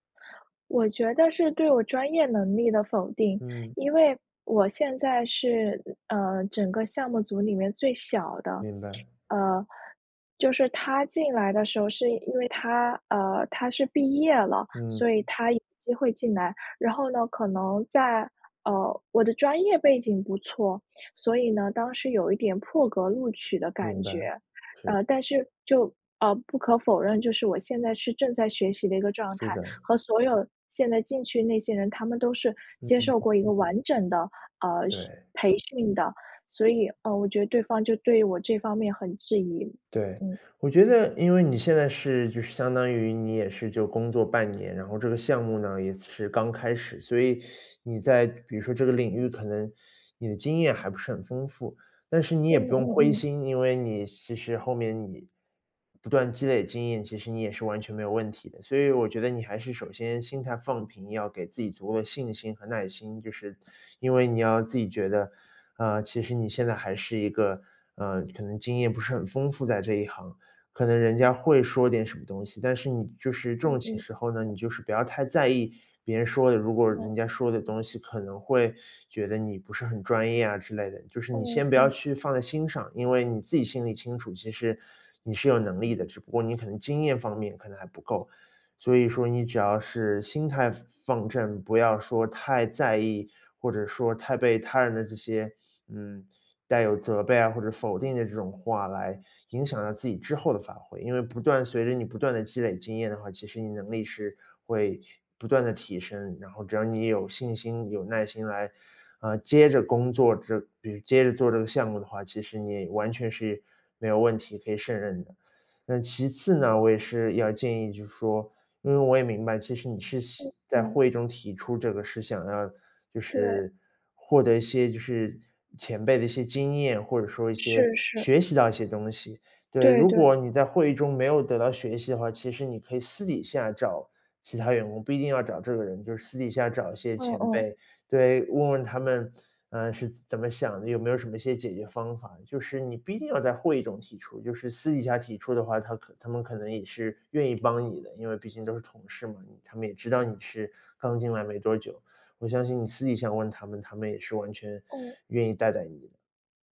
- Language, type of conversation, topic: Chinese, advice, 在会议上被否定时，我想反驳却又犹豫不决，该怎么办？
- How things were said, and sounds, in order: other background noise; tapping; unintelligible speech